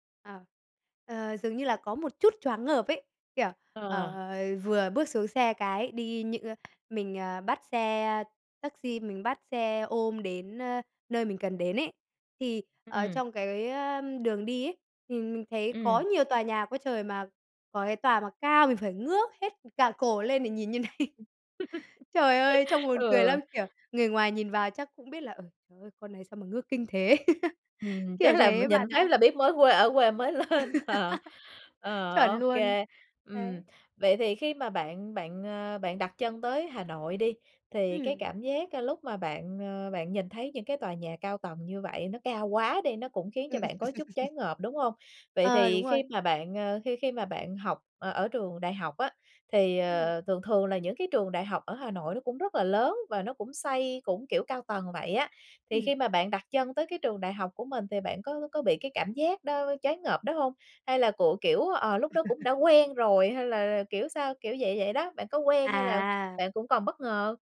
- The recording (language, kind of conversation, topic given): Vietnamese, podcast, Bạn đã lần đầu phải thích nghi với văn hoá ở nơi mới như thế nào?
- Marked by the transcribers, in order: tapping; laughing while speaking: "như này"; other background noise; laugh; laugh; laughing while speaking: "chắc"; laugh; laughing while speaking: "lên. Ờ"; laugh; laugh